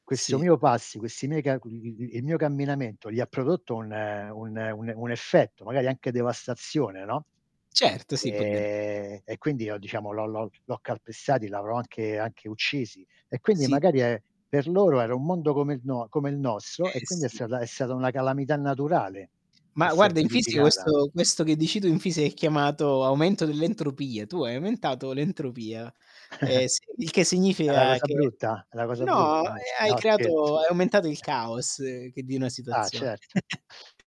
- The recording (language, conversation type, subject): Italian, unstructured, Quali paesaggi naturali ti hanno ispirato a riflettere sul senso della tua esistenza?
- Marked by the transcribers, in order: static; unintelligible speech; door; distorted speech; chuckle; chuckle; tapping; chuckle